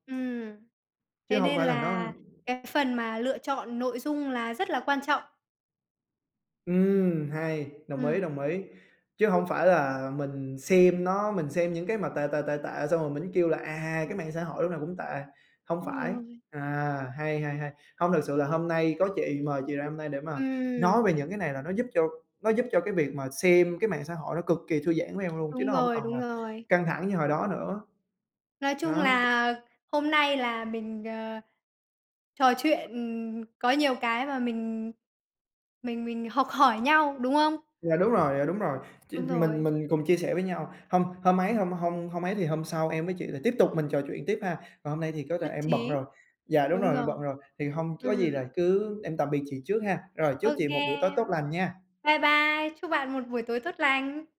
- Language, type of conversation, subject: Vietnamese, unstructured, Mạng xã hội có làm cuộc sống của bạn trở nên căng thẳng hơn không?
- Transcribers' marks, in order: tapping; other background noise